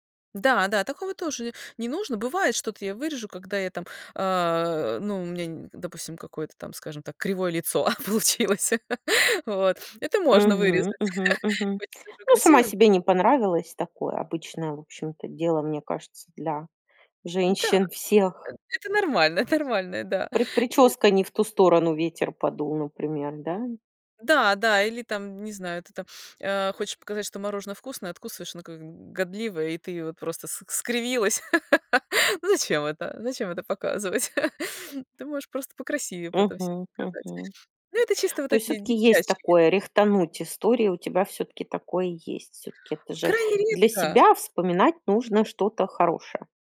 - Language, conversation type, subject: Russian, podcast, Как вы превращаете личный опыт в историю?
- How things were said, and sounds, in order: laughing while speaking: "получилось"; laugh; tapping; chuckle; inhale; laugh; chuckle; other background noise